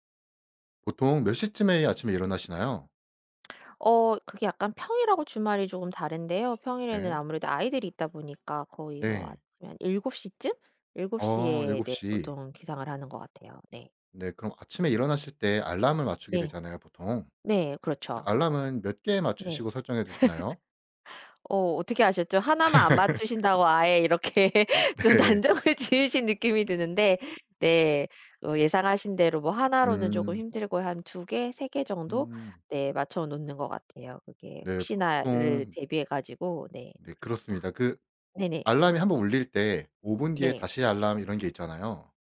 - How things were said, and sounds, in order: lip smack; laugh; laugh; other background noise; laughing while speaking: "이렇게 좀 단정을 지으신"; laughing while speaking: "네"
- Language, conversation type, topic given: Korean, podcast, 아침 일과는 보통 어떻게 되세요?
- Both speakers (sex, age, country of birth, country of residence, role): female, 40-44, South Korea, United States, guest; male, 25-29, South Korea, South Korea, host